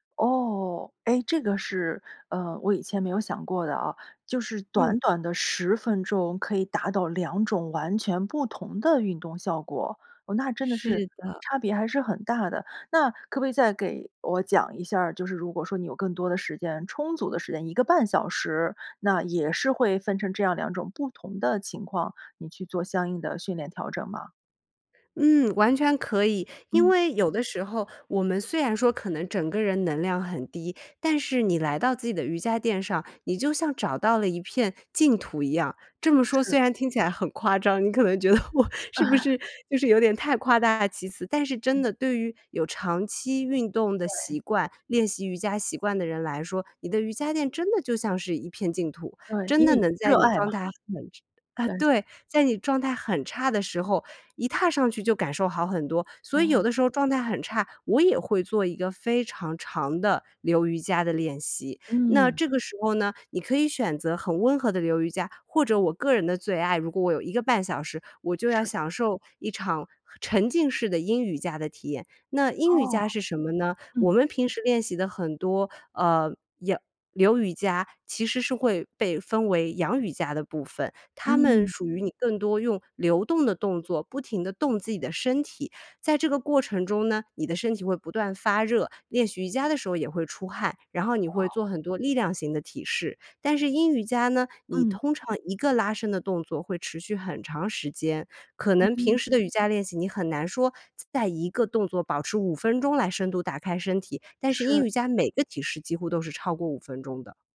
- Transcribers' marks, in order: laughing while speaking: "很夸张，你可能觉得我是不是 就是有点太夸大其词"; laugh; other background noise; joyful: "你的瑜伽垫真的就像是一片净土"
- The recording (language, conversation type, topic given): Chinese, podcast, 说说你的晨间健康习惯是什么？